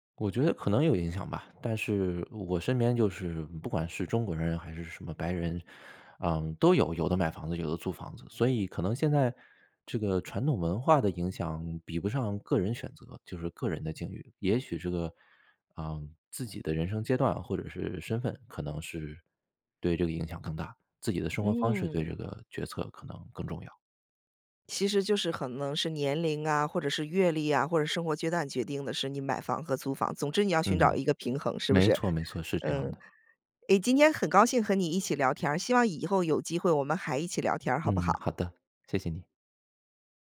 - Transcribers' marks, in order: none
- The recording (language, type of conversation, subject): Chinese, podcast, 你会如何权衡买房还是租房？